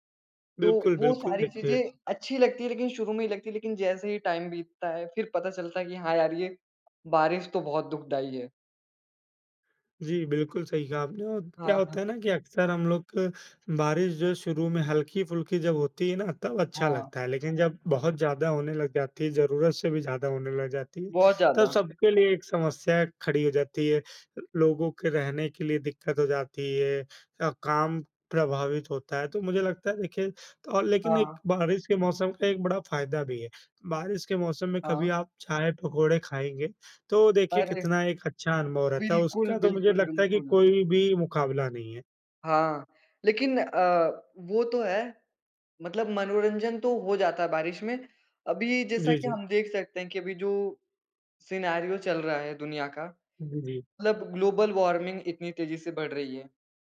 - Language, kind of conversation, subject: Hindi, unstructured, आपको सबसे अच्छा कौन सा मौसम लगता है और क्यों?
- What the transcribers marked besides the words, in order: in English: "टाइम"; laughing while speaking: "हाँ"; in English: "सिनेरियो"; in English: "ग्लोबल वार्मिंग"